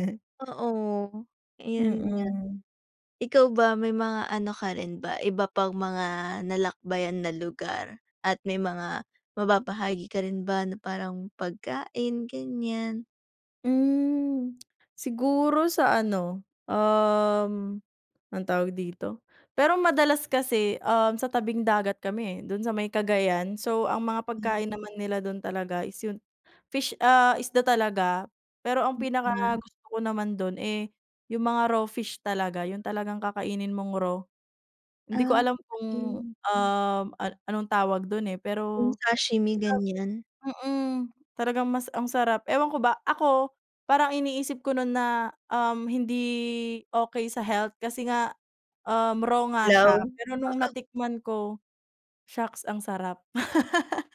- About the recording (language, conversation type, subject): Filipino, unstructured, Ano ang paborito mong lugar na napuntahan, at bakit?
- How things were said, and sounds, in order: other background noise; tongue click; laugh